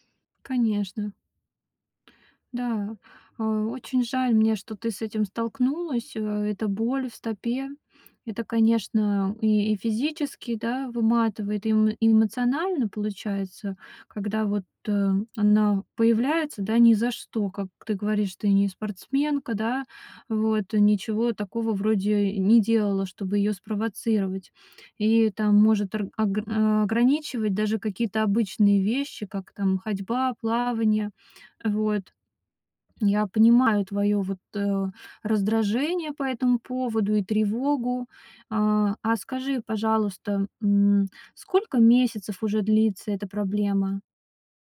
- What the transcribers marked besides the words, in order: tapping
- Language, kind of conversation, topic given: Russian, advice, Как внезапная болезнь или травма повлияла на ваши возможности?